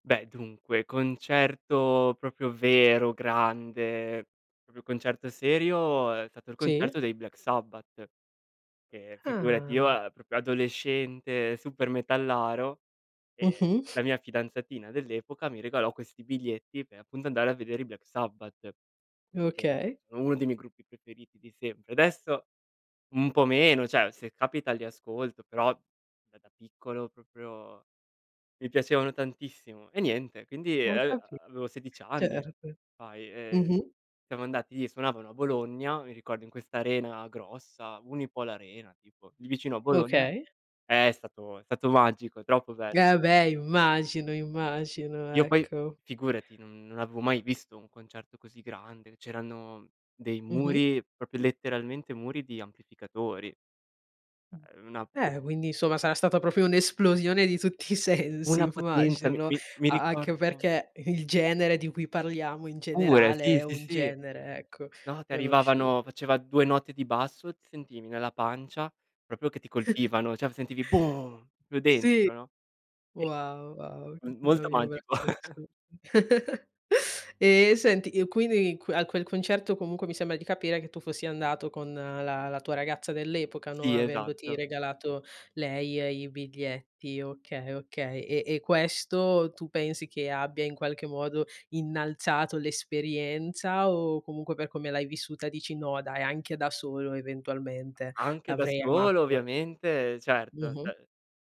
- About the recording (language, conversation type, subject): Italian, podcast, Raccontami del primo concerto che hai visto dal vivo?
- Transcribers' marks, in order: "proprio" said as "propio"; "proprio" said as "propio"; "proprio" said as "propio"; sniff; "appunto" said as "appundo"; "cioè" said as "ceh"; other background noise; "proprio" said as "propio"; "Cioè" said as "ceh"; laughing while speaking: "sensi immagino"; laughing while speaking: "il"; "proprio" said as "propio"; chuckle; "cioè" said as "ceh"; put-on voice: "boom"; "proprio" said as "popio"; unintelligible speech; chuckle; "quindi" said as "quini"; chuckle